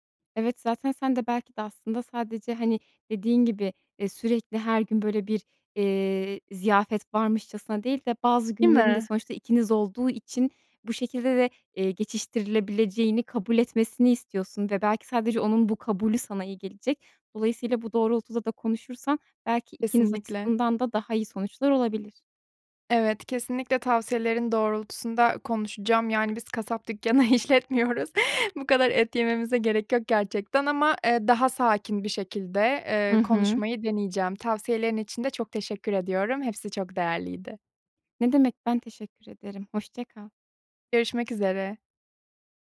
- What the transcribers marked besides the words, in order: laughing while speaking: "dükkanı işletmiyoruz"
- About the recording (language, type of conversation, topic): Turkish, advice, Ailenizin ya da partnerinizin yeme alışkanlıklarıyla yaşadığınız çatışmayı nasıl yönetebilirsiniz?